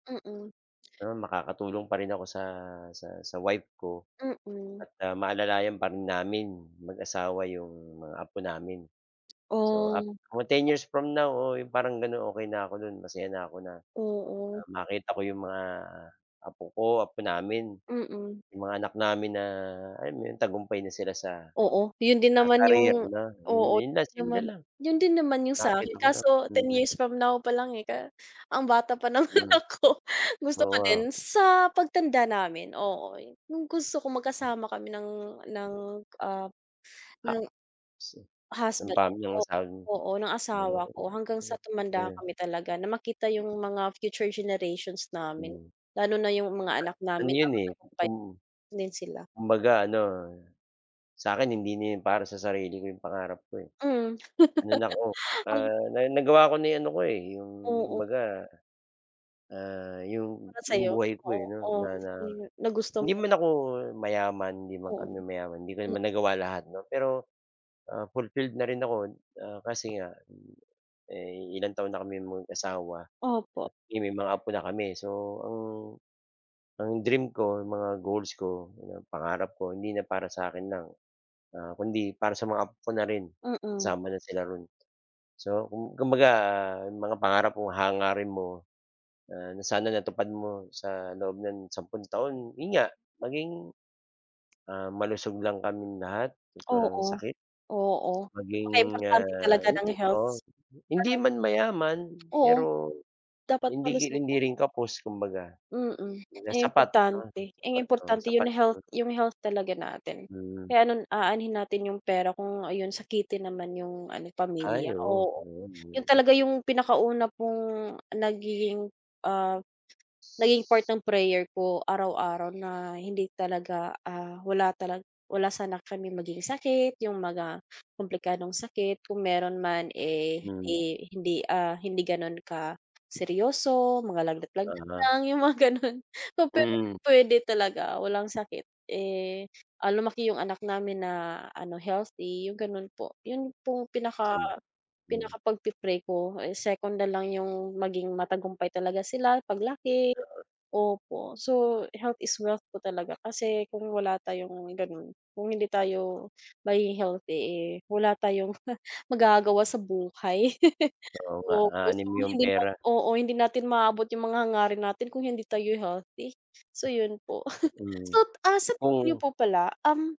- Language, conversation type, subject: Filipino, unstructured, Paano mo gustong makita ang sarili mo pagkalipas ng sampung taon?
- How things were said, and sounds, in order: other background noise; laughing while speaking: "ako"; tapping; unintelligible speech; wind; unintelligible speech; laugh; gasp; tongue click; laughing while speaking: "ganun"; chuckle; laugh